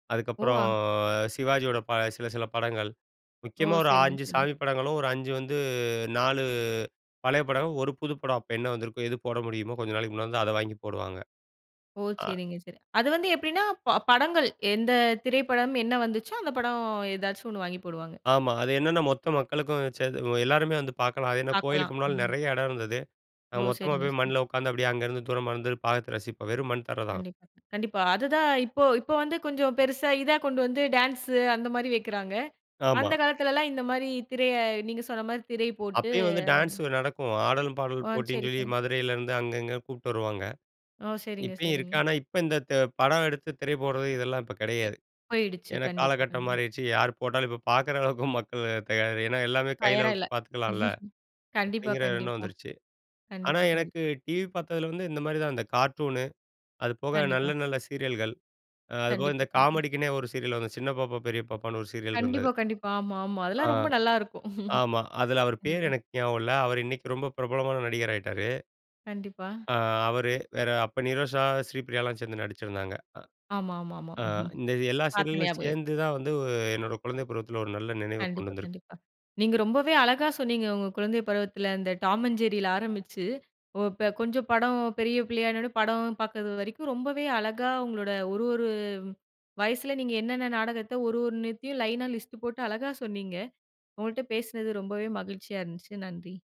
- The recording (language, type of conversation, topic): Tamil, podcast, குழந்தைப் பருவத்தில் உங்கள் மனதில் நிலைத்திருக்கும் தொலைக்காட்சி நிகழ்ச்சி எது, அதைப் பற்றி சொல்ல முடியுமா?
- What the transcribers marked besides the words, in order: laughing while speaking: "அளவுக்கு மக்கள் தயார்"; in English: "ஃபயரா"; laugh; laugh; chuckle; in English: "டாம் அண்ட் ஜெர்ரியில"; in English: "லைனா லிஸ்ட்டு"